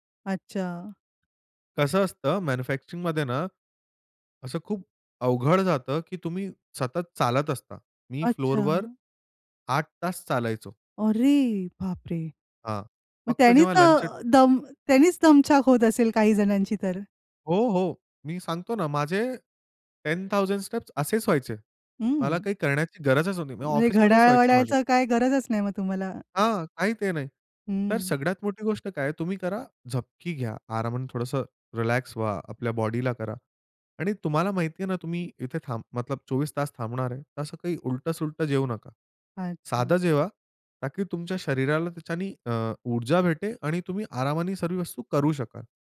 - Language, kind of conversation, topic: Marathi, podcast, शरीराला विश्रांतीची गरज आहे हे तुम्ही कसे ठरवता?
- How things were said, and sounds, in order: tapping; in English: "टेन थाउजंड स्टेप्स"; unintelligible speech